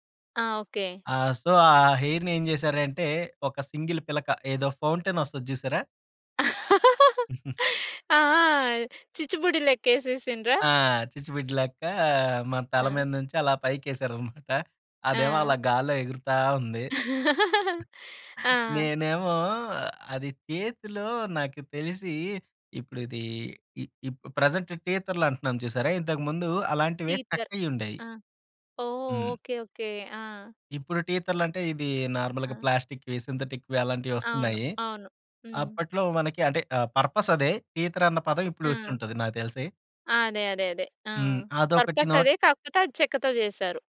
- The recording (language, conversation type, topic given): Telugu, podcast, మీ కుటుంబపు పాత ఫోటోలు మీకు ఏ భావాలు తెస్తాయి?
- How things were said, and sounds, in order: in English: "సో"; in English: "హెయిర్‌ని"; in English: "సింగిల్"; in English: "ఫౌంటైన్"; chuckle; chuckle; in English: "ప్రెజెంట్"; in English: "టీతర్"; in English: "నార్మల్‌గా ప్లాస్టిక్‌వి, సింథటిక్‌వి"; in English: "పర్పస్"; in English: "టీతర్"; in English: "పర్పస్"; in English: "నోట్"